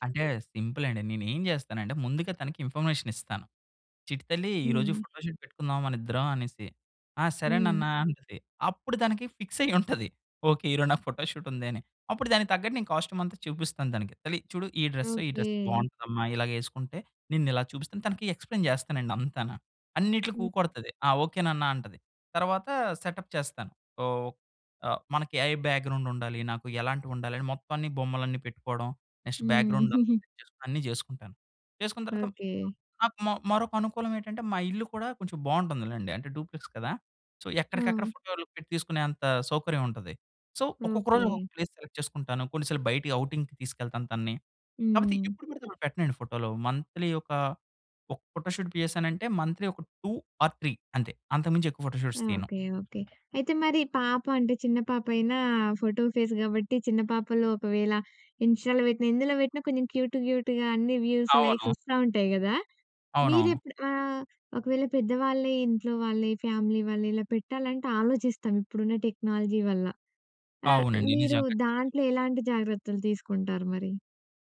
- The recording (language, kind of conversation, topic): Telugu, podcast, ఫోటోలు పంచుకునేటప్పుడు మీ నిర్ణయం ఎలా తీసుకుంటారు?
- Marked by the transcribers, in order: in English: "సింపుల్"; in English: "ఇన్ఫర్మేషన్"; in English: "ఫోటోషూట్"; in English: "ఫిక్స్"; in English: "ఫోటోషూట్"; in English: "కాస్ట్యూమ్"; in English: "డ్రెస్"; in English: "ఎక్స్‌ప్లయిన్"; in English: "సెటప్"; in English: "ఏఐ బ్యాక్‍గ్రౌండ్"; in English: "నెక్స్ట్ బ్యాక్‍గ్రౌండ్"; giggle; in English: "డ్యూప్లెక్స్"; in English: "సో"; in English: "సో"; in English: "ప్లేస్ సెలెక్ట్"; in English: "ఔటింగ్‌కి"; in English: "మంత్‌లీ"; in English: "ఫోటో షూట్"; in English: "మంత్‌లీ"; in English: "టూ ఆర్ త్రీ"; in English: "ఫోటోషూట్స్"; in English: "ఫేస్"; in English: "ఇంస్టా‌లో"; in English: "క్యూట్ క్యూట్‌గా"; in English: "వ్యూస్ లైక్స్"; in English: "ఫ్యామిలీ"; in English: "టెక్నాలజీ"